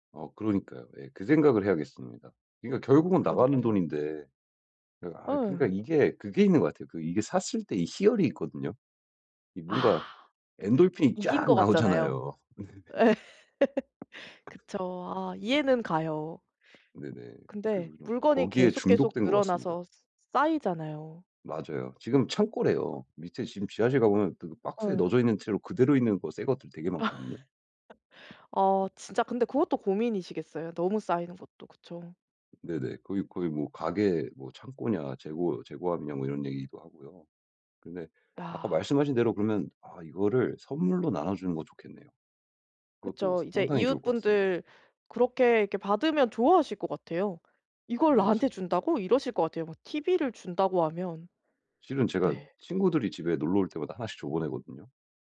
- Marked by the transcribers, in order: other background noise; laughing while speaking: "예"; laugh; tapping; laughing while speaking: "네"; laugh
- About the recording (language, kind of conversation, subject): Korean, advice, 소비 유혹을 이겨내고 소비 습관을 개선해 빚을 줄이려면 어떻게 해야 하나요?